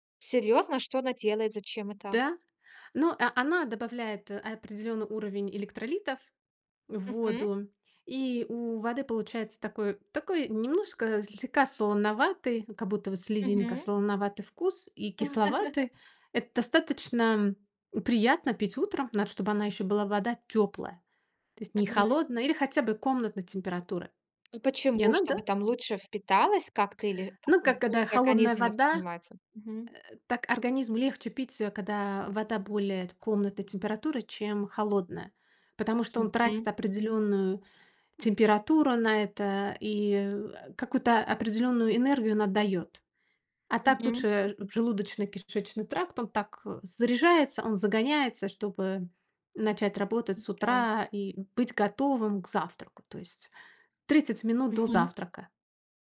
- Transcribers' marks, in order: laugh; tapping
- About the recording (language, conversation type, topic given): Russian, podcast, Как ты начинаешь утро, чтобы чувствовать себя бодро?